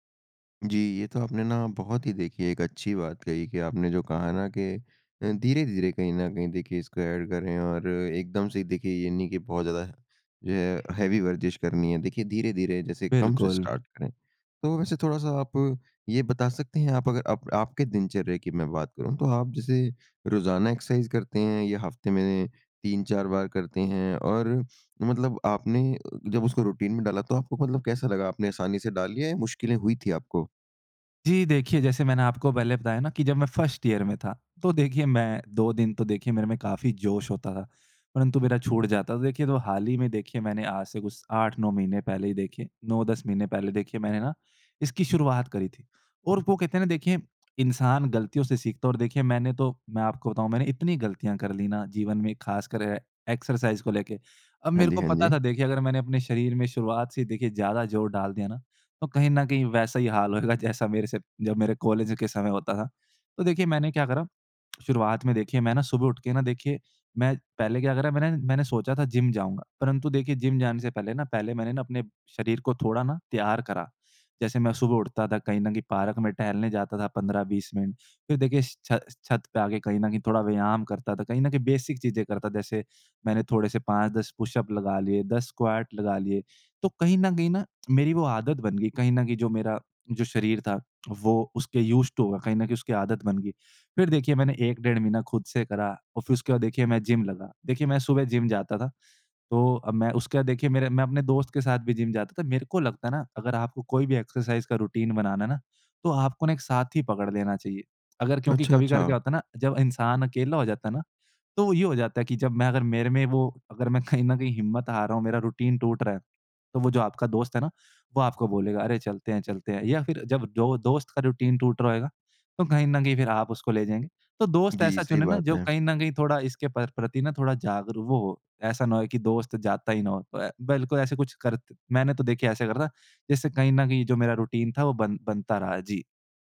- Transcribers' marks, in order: in English: "एड"; in English: "हैवी"; in English: "स्टार्ट"; in English: "एक्सरसाइज़"; in English: "रूटीन"; in English: "फ़र्स्ट ईयर"; in English: "ए एक्सरसाइज़"; other background noise; in English: "बेसिक"; in English: "पुशअप"; in English: "स्क्वाट"; tapping; in English: "यूज़्ड टू"; in English: "एक्सरसाइज़"; in English: "रूटीन"; chuckle; in English: "रूटीन"; in English: "रूटीन"; in English: "रूटीन"
- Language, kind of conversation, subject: Hindi, podcast, रोज़ाना व्यायाम को अपनी दिनचर्या में बनाए रखने का सबसे अच्छा तरीका क्या है?